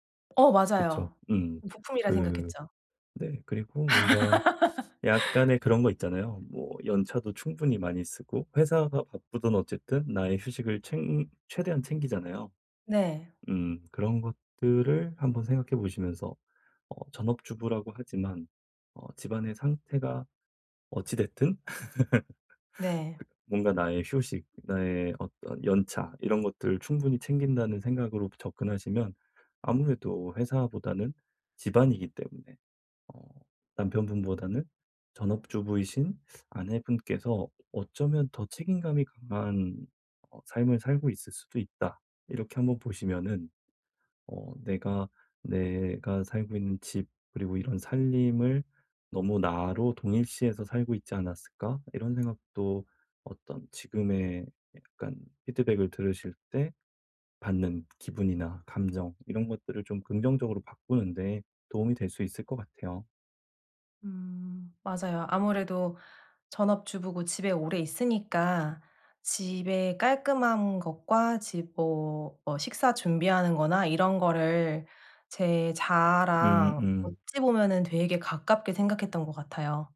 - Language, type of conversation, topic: Korean, advice, 피드백을 들을 때 제 가치와 의견을 어떻게 구분할 수 있을까요?
- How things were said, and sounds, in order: other background noise; laugh; laugh